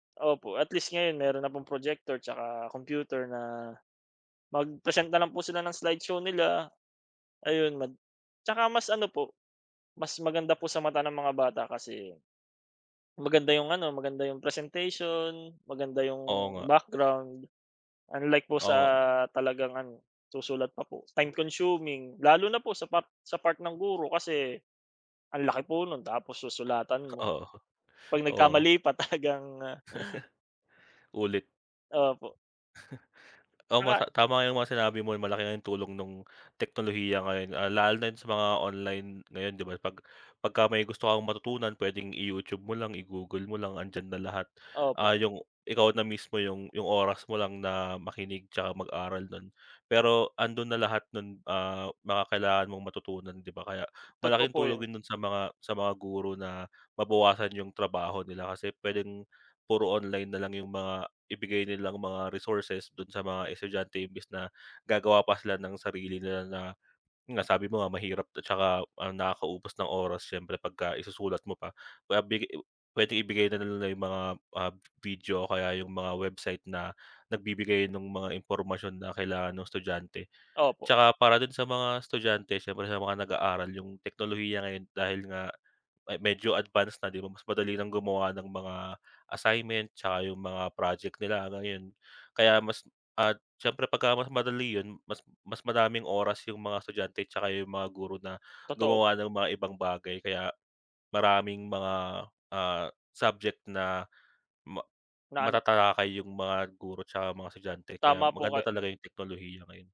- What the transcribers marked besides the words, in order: laughing while speaking: "Oo"; laughing while speaking: "talagang"; laugh; chuckle
- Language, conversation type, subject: Filipino, unstructured, Paano sa palagay mo dapat magbago ang sistema ng edukasyon?